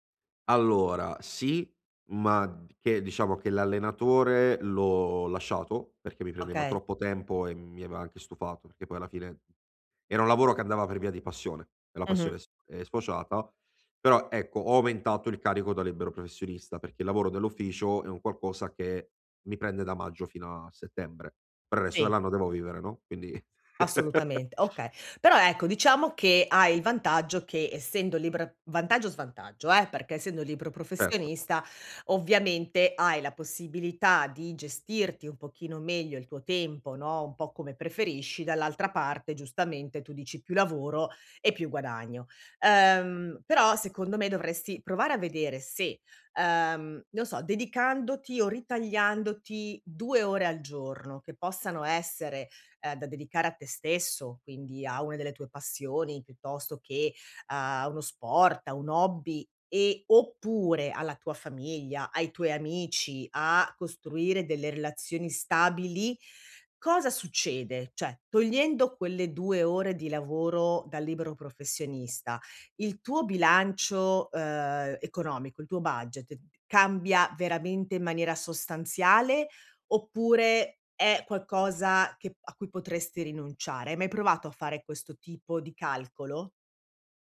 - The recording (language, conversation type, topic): Italian, advice, Come posso bilanciare lavoro e vita personale senza rimpianti?
- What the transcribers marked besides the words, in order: laugh; "Cioè" said as "ceh"